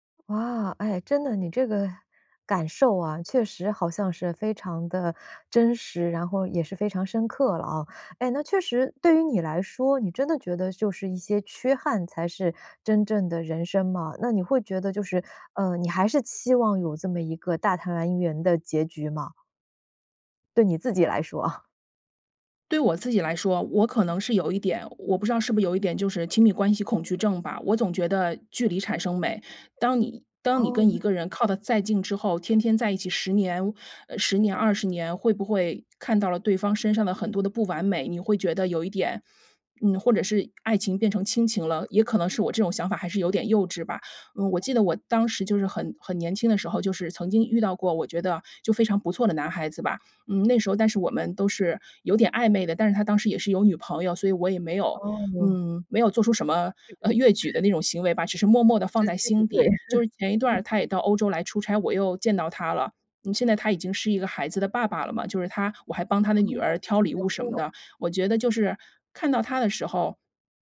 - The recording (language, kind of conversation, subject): Chinese, podcast, 你能跟我们分享一部对你影响很大的电影吗？
- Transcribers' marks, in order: "团圆" said as "谈圆"; laughing while speaking: "说啊"; unintelligible speech; chuckle; laugh; laughing while speaking: "时机不对"; laugh